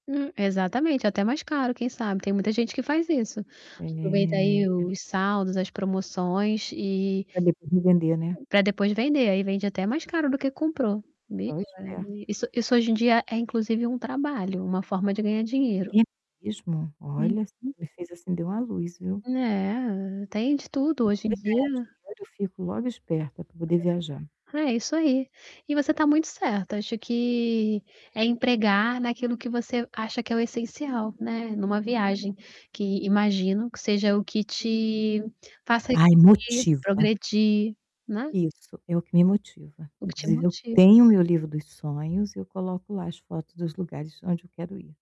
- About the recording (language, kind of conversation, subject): Portuguese, advice, Como posso valorizar o essencial e resistir a comprar coisas desnecessárias?
- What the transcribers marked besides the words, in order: static; drawn out: "Eh"; tapping; distorted speech; unintelligible speech; unintelligible speech; unintelligible speech; unintelligible speech